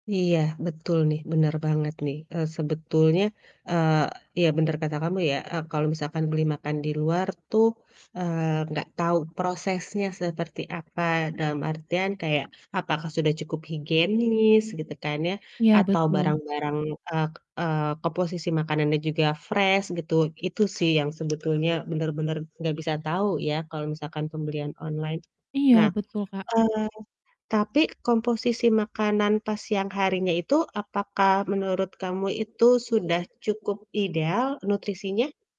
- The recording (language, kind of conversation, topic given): Indonesian, advice, Kenapa saya merasa sulit makan lebih sehat akibat kebiasaan ngemil larut malam?
- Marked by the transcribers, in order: in English: "fresh"; other background noise